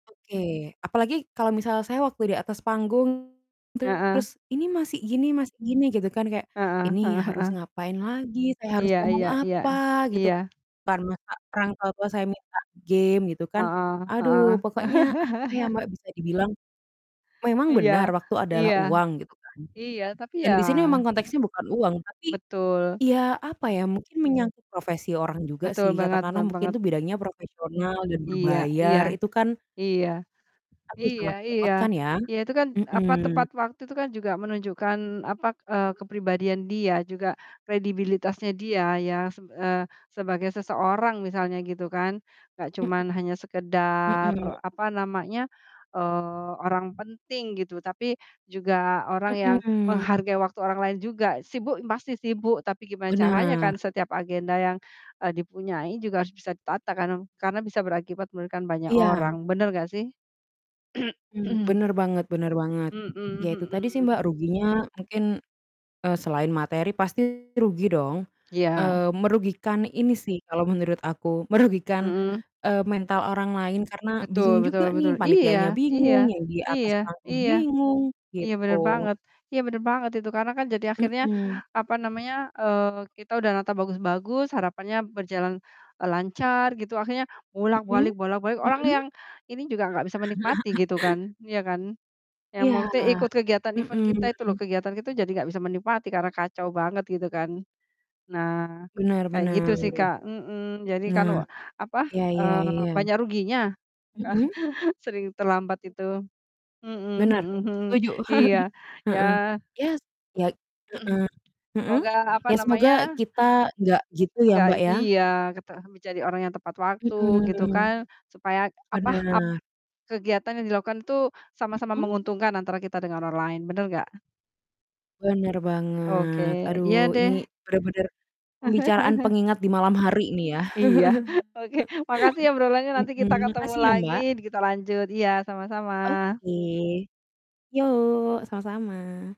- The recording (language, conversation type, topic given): Indonesian, unstructured, Mengapa orang sering terlambat meskipun sudah berjanji?
- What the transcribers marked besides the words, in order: tapping; distorted speech; laugh; unintelligible speech; throat clearing; other background noise; laughing while speaking: "merugikan"; chuckle; in English: "event"; chuckle; throat clearing; "menjadi" said as "mecadi"; chuckle; laughing while speaking: "Iya, oke"; chuckle